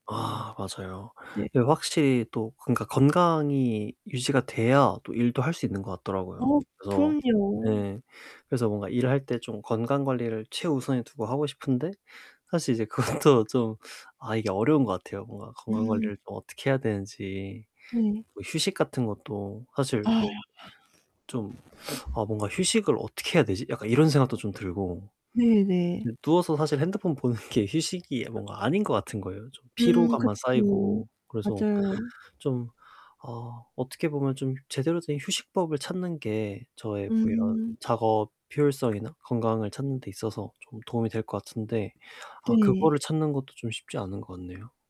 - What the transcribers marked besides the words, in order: static; other background noise; distorted speech; laughing while speaking: "그것도"; laughing while speaking: "보는"
- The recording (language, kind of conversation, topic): Korean, advice, 장시간 작업할 때 에너지를 꾸준히 유지하려면 어떻게 해야 하나요?